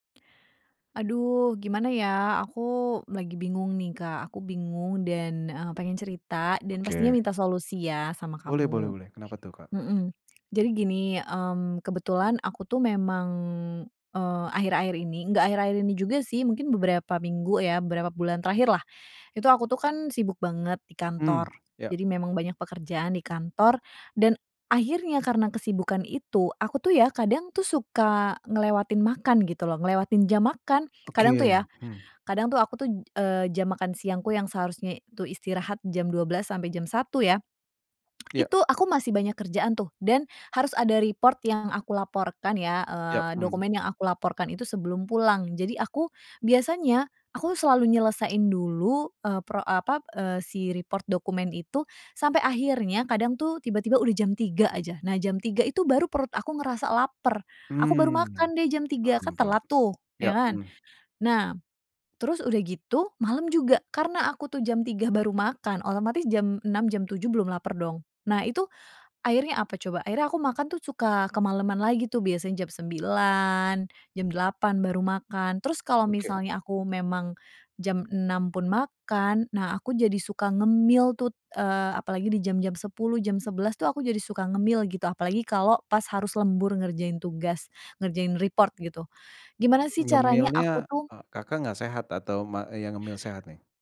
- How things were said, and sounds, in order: tapping; in English: "report"; in English: "report"; other background noise; "tuh" said as "tut"; in English: "report"
- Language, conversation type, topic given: Indonesian, advice, Bagaimana cara berhenti sering melewatkan waktu makan dan mengurangi kebiasaan ngemil tidak sehat di malam hari?